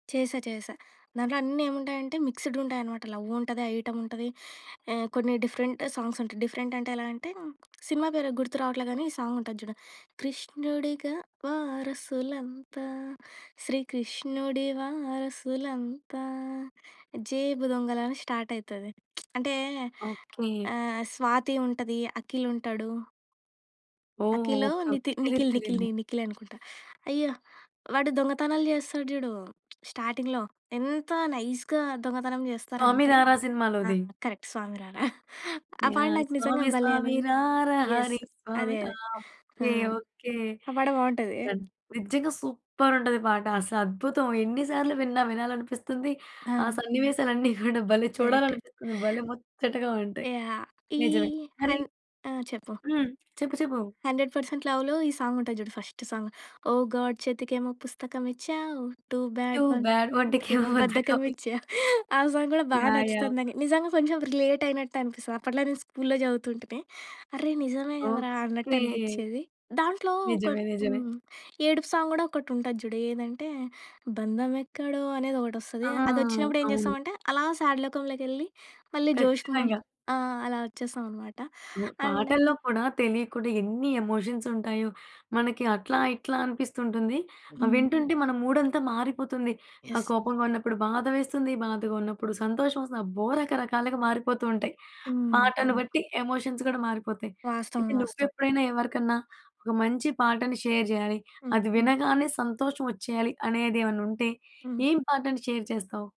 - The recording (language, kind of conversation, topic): Telugu, podcast, మీరు కలిసి పంచుకునే పాటల జాబితాను ఎలా తయారుచేస్తారు?
- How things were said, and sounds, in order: in English: "మిక్స్డ్"; in English: "లవ్"; in English: "ఐటం"; in English: "డిఫరెంట్ సాంగ్స్"; in English: "డిఫరెంట్"; other background noise; in English: "సాంగ్"; singing: "కృష్ణుడిగా వారసులంతా, శ్రీకృష్ణుడి వారసులంతా"; in English: "స్టార్ట్"; lip smack; tapping; in English: "స్టార్టింగ్‌లో"; in English: "నైస్‌గా"; in English: "కరక్ట్"; singing: "స్వామి స్వామి రారా హరి, స్వామి"; giggle; in English: "యెస్"; in English: "కరెక్ట్"; in English: "ఫస్ట్ సాంగ్"; singing: "ఓ గాడ్ చేతికేమో పుస్తకమిచ్చావు, టూ బ్యాడ్ ఒంటికేమో బద్ధకమిచ్చా"; in English: "గాడ్"; in English: "టూ బ్యాడ్"; laughing while speaking: "బద్ధకమిచ్చా"; singing: "టూ బాడ్ ఒంటికేమో బద్దకమిచ్చావ్"; in English: "టూ బాడ్"; in English: "సాంగ్"; laughing while speaking: "ఒంటికేమో బద్దకమిచ్చావ్"; in English: "సాంగ్"; singing: "బంధమెక్కడో"; background speech; in English: "సాడ్"; in English: "జోష్‌కు"; in English: "అండ్"; other noise; in English: "యెస్"; in English: "ఎమోషన్స్"; in English: "షేర్"; in English: "షేర్"